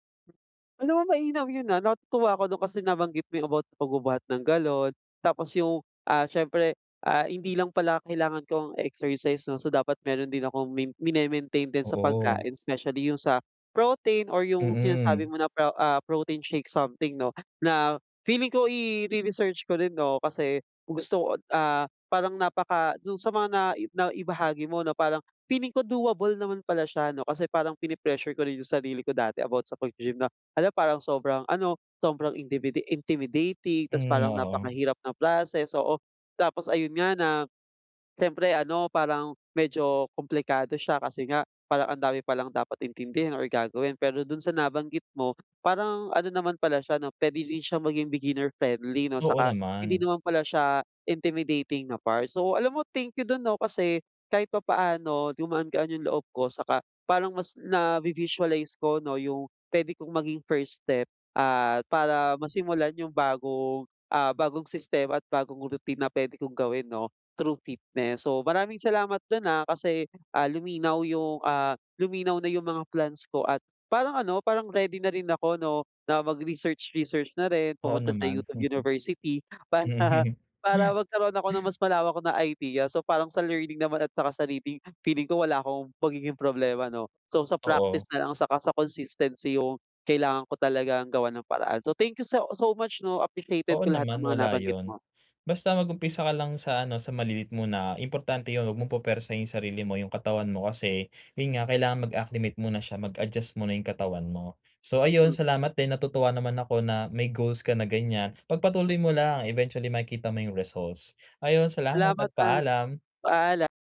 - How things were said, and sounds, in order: in English: "doable"; tapping; other background noise; chuckle
- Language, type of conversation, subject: Filipino, advice, Paano ako makakabuo ng maliit at tuloy-tuloy na rutin sa pag-eehersisyo?
- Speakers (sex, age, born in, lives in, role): male, 25-29, Philippines, Philippines, advisor; male, 25-29, Philippines, Philippines, user